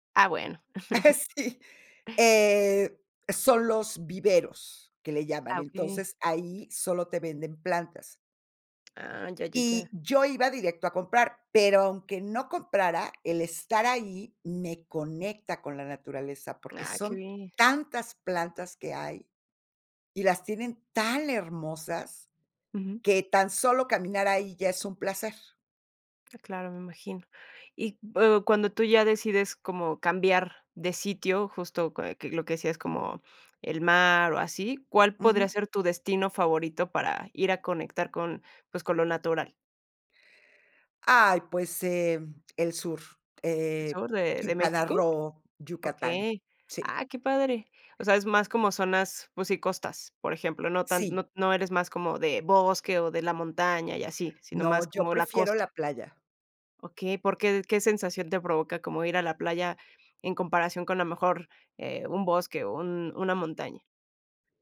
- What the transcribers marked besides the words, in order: chuckle; laughing while speaking: "Sí"; chuckle
- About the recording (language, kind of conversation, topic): Spanish, podcast, ¿Qué papel juega la naturaleza en tu salud mental o tu estado de ánimo?